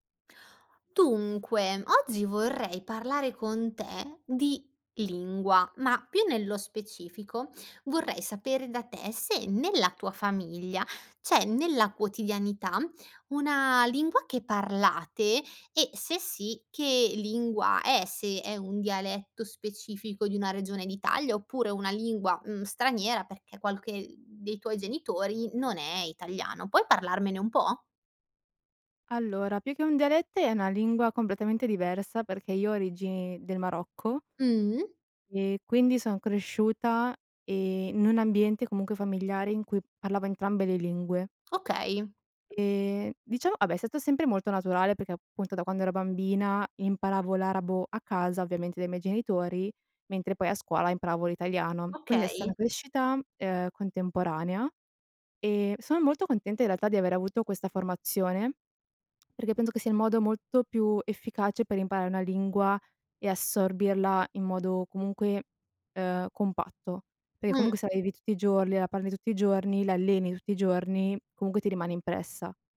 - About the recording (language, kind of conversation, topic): Italian, podcast, Che ruolo ha la lingua in casa tua?
- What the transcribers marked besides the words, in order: "vabbè" said as "abbè"; tapping